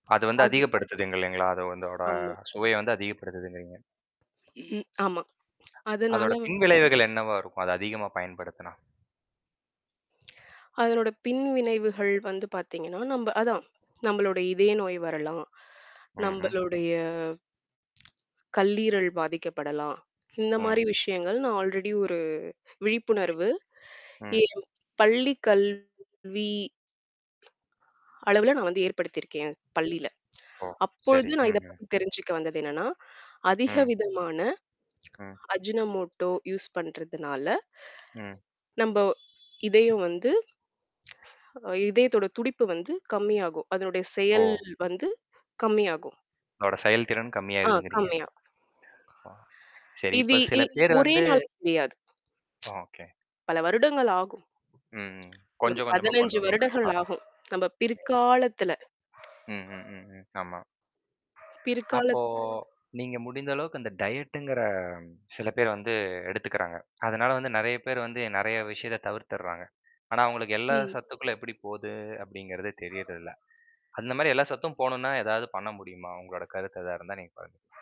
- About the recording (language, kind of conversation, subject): Tamil, podcast, நலமான சிற்றுண்டிகளைத் தேர்வு செய்வது பற்றி உங்கள் கருத்து என்ன?
- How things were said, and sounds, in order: tapping; other background noise; "அதோட" said as "அந்தோட"; static; lip smack; lip smack; "பின்விளைவுகள்" said as "பின்வினைவுகள்"; background speech; sigh; in English: "ஆல்ரெடி"; unintelligible speech; distorted speech; swallow; mechanical hum; in English: "யூஸ்"; horn; tsk; dog barking; unintelligible speech; in English: "டயட்டுங்கிற"; other noise